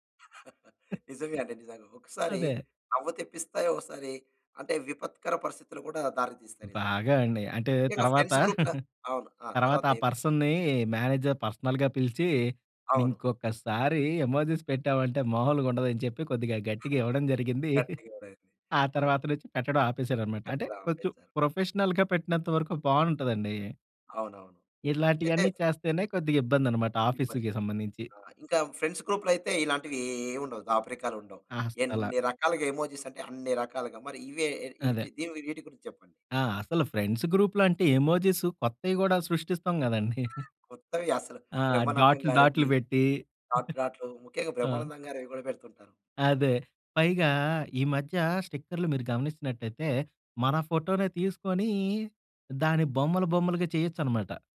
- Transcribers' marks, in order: giggle; other noise; in English: "ఫ్రెండ్స్ గ్రూప్"; giggle; in English: "పర్సన్‌నీ మేనేజర్ పర్సనల్‌గా"; "ఇంకొక్కసారీ" said as "నింకొక్కసారీ"; in English: "ఎమోజీస్"; giggle; in English: "ప్రొఫెషనల్‌గా"; other background noise; in English: "ఫ్రెండ్స్ గ్రూప్‌లో"; in English: "ఫ్రెండ్స్ గ్రూప్‌లో"; in English: "ఎమోజీస్"; giggle; in English: "డాట్"; giggle
- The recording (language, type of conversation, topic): Telugu, podcast, వాట్సాప్ గ్రూపులు మన సంభాషణలను ఎలా ప్రభావితం చేస్తాయి?